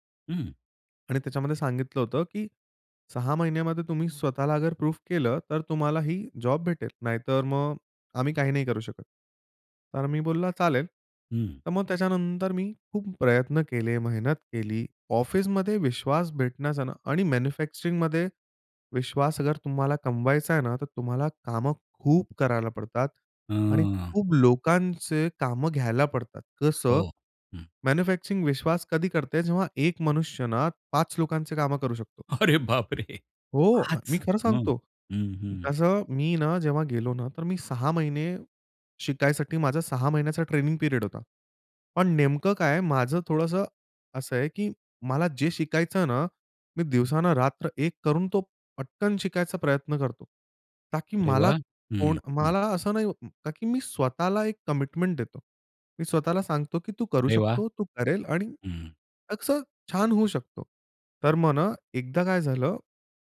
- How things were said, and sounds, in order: in Hindi: "अगर"; in English: "प्रूफ"; in English: "मॅन्युफॅक्चरिंगमध्ये"; in Hindi: "अगर"; in English: "मॅन्युफॅक्चरिंग"; laughing while speaking: "अरे बाप रे!"; in English: "पीरियड"; in English: "कमिटमेंट"
- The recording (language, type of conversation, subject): Marathi, podcast, ऑफिसमध्ये विश्वास निर्माण कसा करावा?